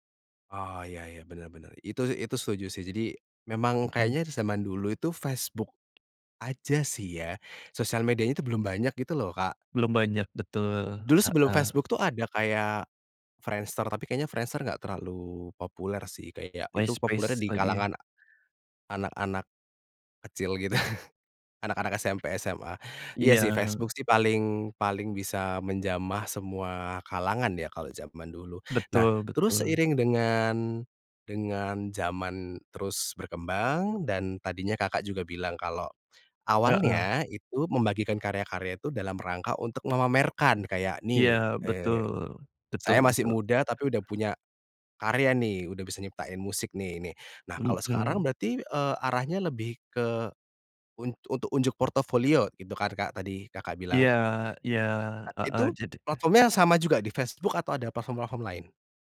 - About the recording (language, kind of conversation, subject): Indonesian, podcast, Bagaimana kamu memilih platform untuk membagikan karya?
- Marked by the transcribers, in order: tapping; laughing while speaking: "gitu"; other background noise; stressed: "memamerkan"; unintelligible speech